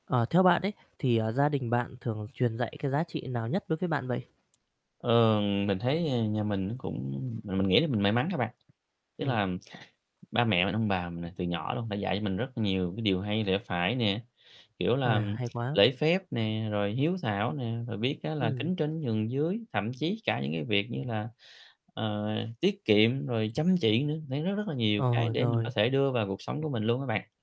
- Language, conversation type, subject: Vietnamese, podcast, Gia đình bạn thường truyền dạy giá trị nào quan trọng nhất?
- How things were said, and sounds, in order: static; tapping